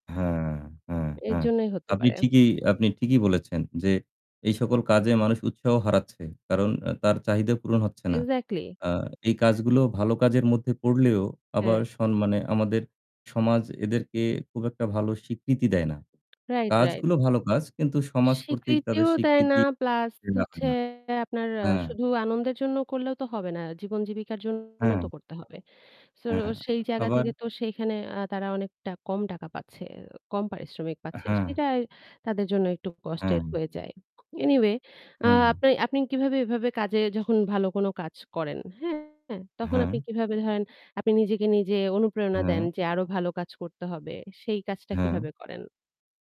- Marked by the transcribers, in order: static; tapping; distorted speech; unintelligible speech
- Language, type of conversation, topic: Bengali, unstructured, ভালো কাজ করার আনন্দ আপনি কীভাবে পান?